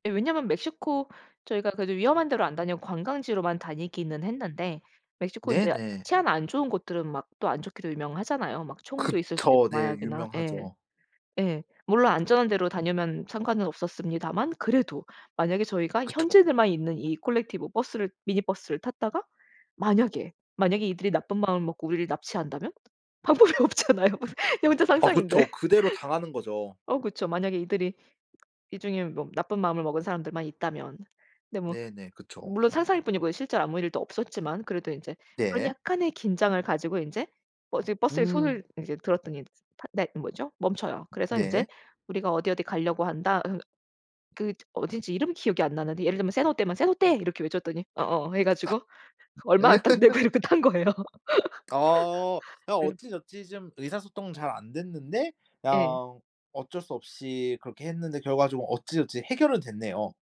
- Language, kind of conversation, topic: Korean, podcast, 관광지에서 우연히 만난 사람이 알려준 숨은 명소가 있나요?
- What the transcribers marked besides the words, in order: tapping; other background noise; laughing while speaking: "방법이 없잖아요. 그냥 혼자 상상인데"; laugh; laughing while speaking: "얼마 딱 내고 이렇게 탄 거예요"; laugh